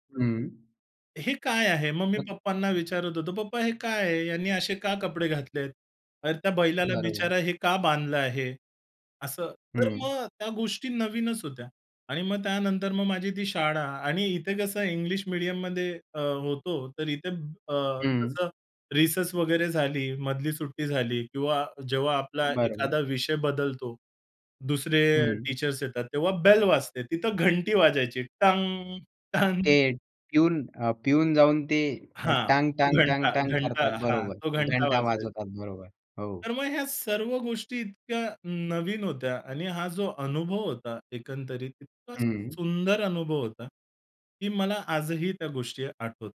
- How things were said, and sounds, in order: unintelligible speech; other background noise; in English: "रिसेस"
- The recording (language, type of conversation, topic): Marathi, podcast, पहिल्यांदा शहराबाहेर राहायला गेल्यावर तुमचा अनुभव कसा होता?